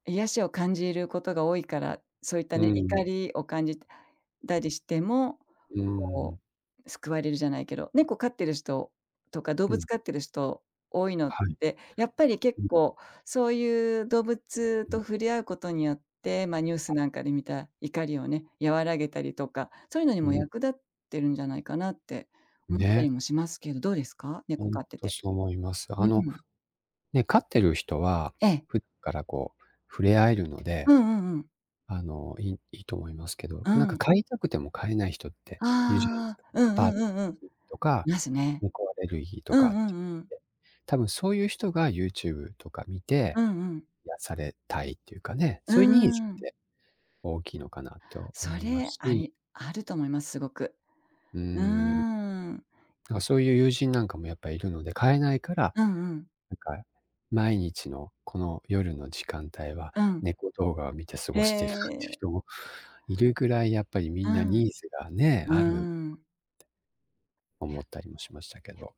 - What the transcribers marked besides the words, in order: unintelligible speech; other background noise; unintelligible speech; laughing while speaking: "過ごしてるっていう人も"; tapping; unintelligible speech
- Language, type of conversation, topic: Japanese, unstructured, 最近のニュースを見て、怒りを感じたことはありますか？